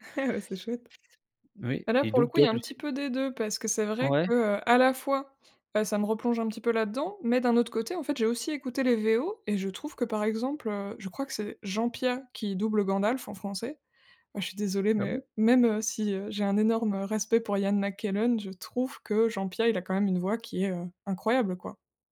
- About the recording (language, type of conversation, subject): French, podcast, Quel film ou quel livre te réconforte à coup sûr ?
- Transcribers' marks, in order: chuckle